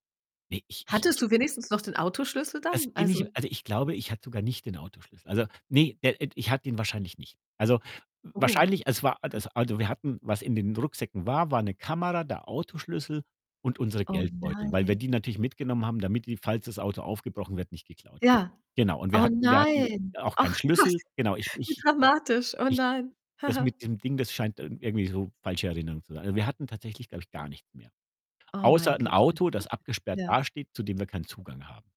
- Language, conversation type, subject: German, podcast, Wann hast du unterwegs Geld verloren oder wurdest bestohlen?
- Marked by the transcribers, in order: unintelligible speech; distorted speech; laughing while speaking: "Gott"; other background noise; giggle